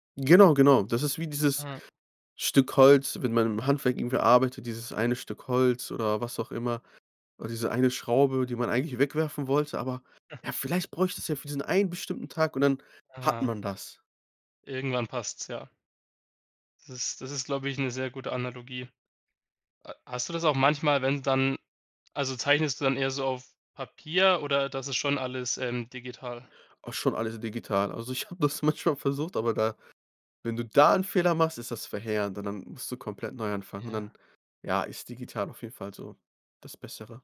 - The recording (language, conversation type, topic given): German, podcast, Welche Rolle spielen Fehler in deinem Lernprozess?
- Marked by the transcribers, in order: chuckle; stressed: "hat"; laughing while speaking: "habe das manchmal versucht"; other noise